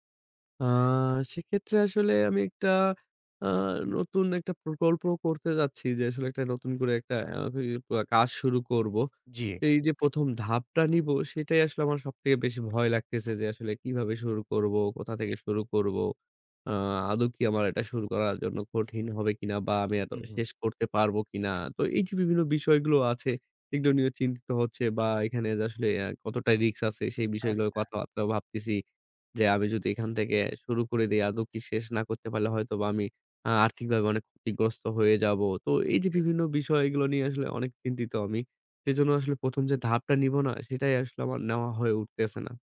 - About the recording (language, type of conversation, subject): Bengali, advice, নতুন প্রকল্পের প্রথম ধাপ নিতে কি আপনার ভয় লাগে?
- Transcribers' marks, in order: other noise